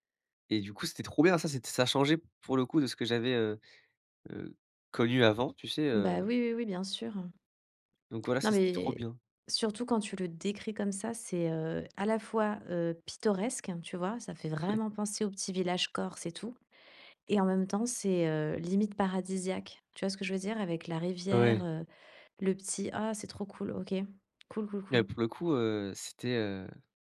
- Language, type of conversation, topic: French, podcast, As-tu un souvenir d’enfance lié à la nature ?
- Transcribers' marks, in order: stressed: "vraiment"; laughing while speaking: "Ouais"